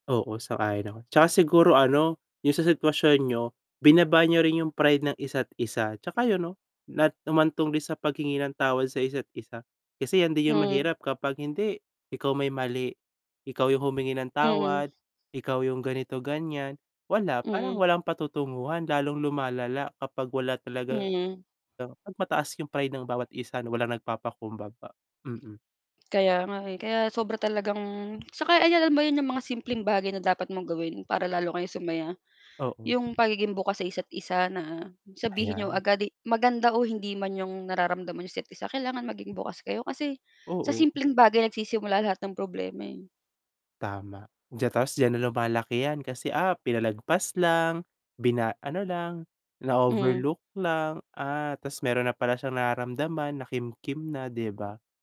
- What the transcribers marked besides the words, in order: other background noise; distorted speech; drawn out: "talagang"; tapping
- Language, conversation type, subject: Filipino, unstructured, Paano mo inilalarawan ang isang magandang relasyon?